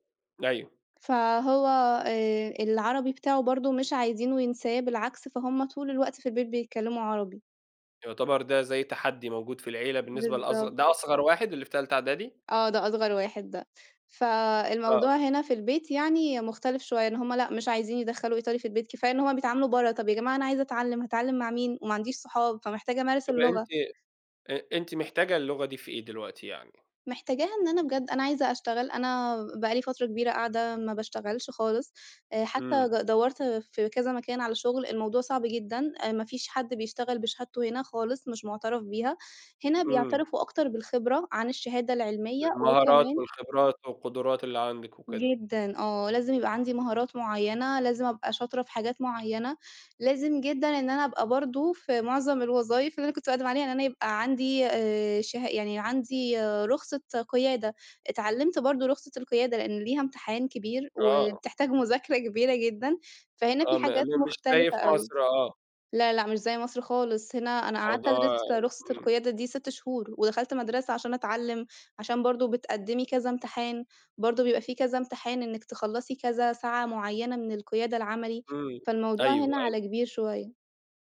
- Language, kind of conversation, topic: Arabic, podcast, إزاي الهجرة أثّرت على هويتك وإحساسك بالانتماء للوطن؟
- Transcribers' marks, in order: tapping